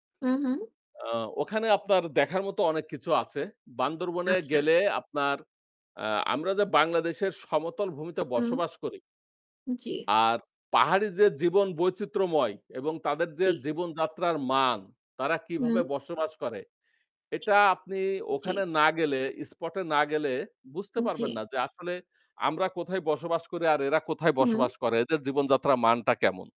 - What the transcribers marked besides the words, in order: static; other background noise; horn
- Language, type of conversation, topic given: Bengali, unstructured, ভ্রমণ কীভাবে তোমাকে সুখী করে তোলে?